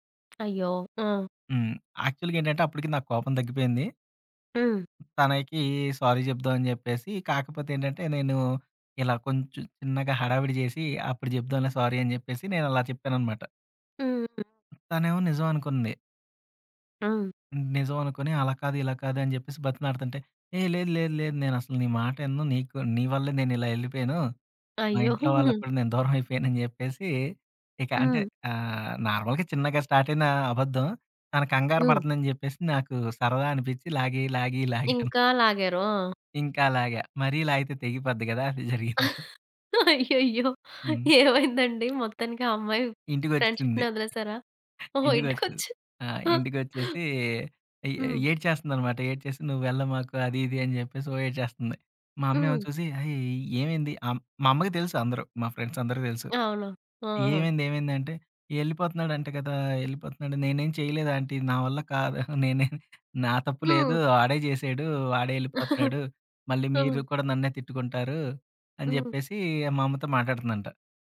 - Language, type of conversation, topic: Telugu, podcast, చిన్న అబద్ధాల గురించి నీ అభిప్రాయం ఏంటి?
- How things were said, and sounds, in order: tapping; in English: "సారీ"; in English: "సారీ"; other background noise; giggle; laughing while speaking: "లాగ‌ను"; laughing while speaking: "జరిగింది"; giggle; laughing while speaking: "అయ్యయ్యో! ఏమైందండి? మొత్తానికి"; in English: "ఫ్రెండ్షిప్‌ని"; gasp; laughing while speaking: "ఇంటికొచ్చింది"; in English: "ఫ్రెండ్స్"; laughing while speaking: "నే‌నేం"; giggle